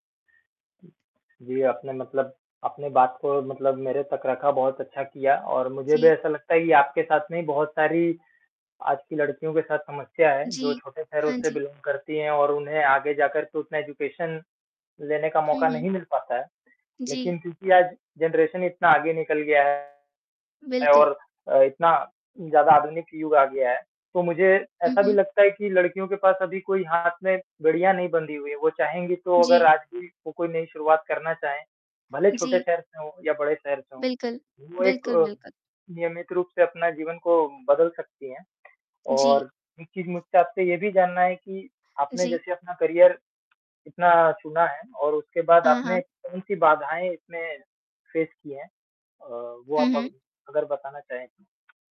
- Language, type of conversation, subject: Hindi, unstructured, आपके भविष्य की राह में किस तरह की बाधाएँ आ सकती हैं?
- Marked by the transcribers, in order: static; other background noise; in English: "बिलोंग"; in English: "एजुकेशन"; in English: "जनरेशन"; distorted speech; in English: "करियर"; in English: "फेस"